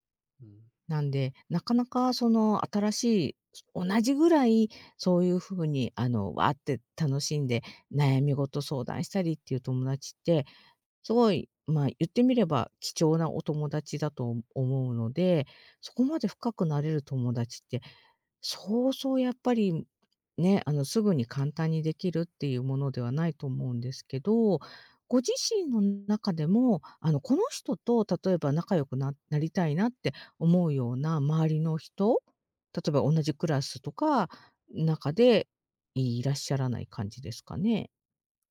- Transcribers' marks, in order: other noise
- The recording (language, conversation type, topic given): Japanese, advice, 新しい環境で友達ができず、孤独を感じるのはどうすればよいですか？